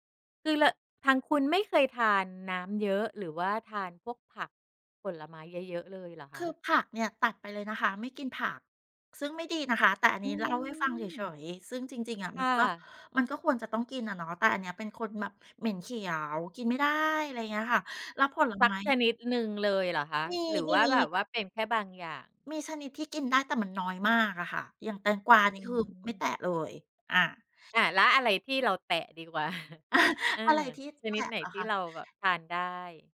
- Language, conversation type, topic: Thai, podcast, อะไรทำให้คุณภูมิใจในมรดกของตัวเอง?
- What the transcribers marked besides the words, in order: drawn out: "อืม"; chuckle